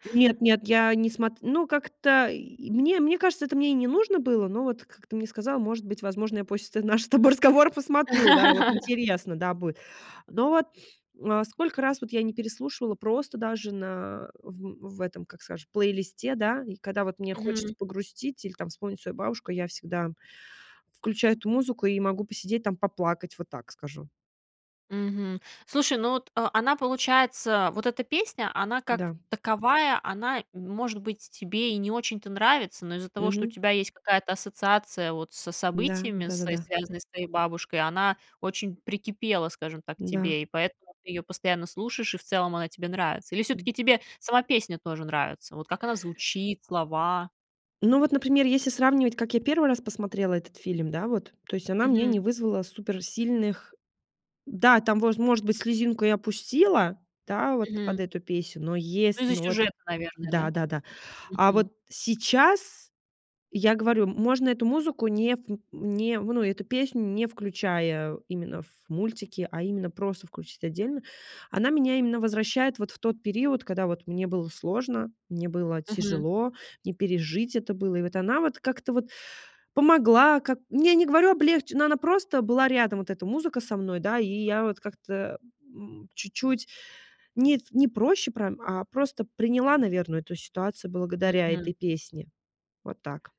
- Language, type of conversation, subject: Russian, podcast, Какая песня заставляет тебя плакать и почему?
- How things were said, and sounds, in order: laughing while speaking: "нашего с тобой"; laugh; tapping; sniff; other background noise